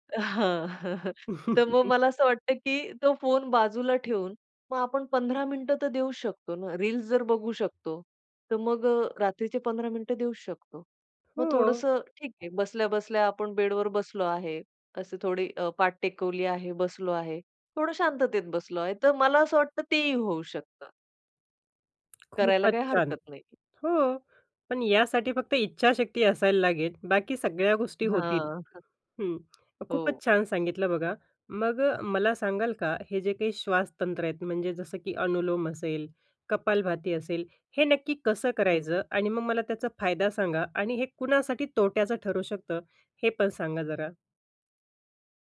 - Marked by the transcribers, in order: laughing while speaking: "हां. हं, हं"; chuckle; tapping; other noise
- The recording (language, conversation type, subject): Marathi, podcast, श्वासावर आधारित ध्यान कसे करावे?